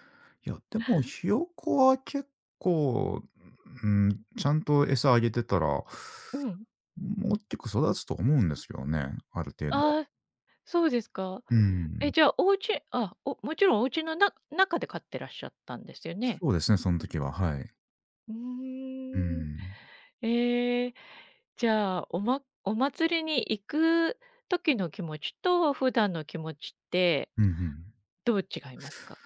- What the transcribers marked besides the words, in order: other background noise; "大きく" said as "もっきく"
- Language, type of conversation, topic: Japanese, unstructured, お祭りに行くと、どんな気持ちになりますか？